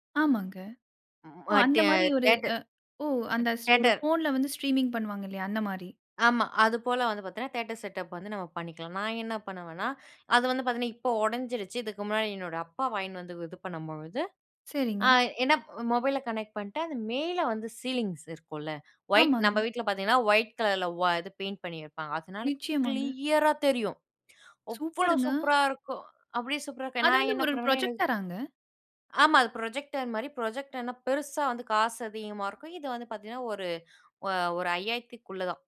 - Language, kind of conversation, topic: Tamil, podcast, வீட்டில் உங்களுக்கு மிகவும் பிடித்த ஓய்வெடுக்கும் இடம் எப்படிப் இருக்கும்?
- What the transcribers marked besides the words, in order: other noise; in English: "ஸ்ட்ரீமிங்"; in English: "தியேட்டர் செட்டப்"; other background noise; in English: "ஒயிட் கலர்ல"; drawn out: "கிளியரா"; in English: "கிளியரா"; in English: "புரொஜெக்டராங்க?"; in English: "ப்ரொஜெக்டர்"; in English: "ப்ரொஜெக்டர்னா"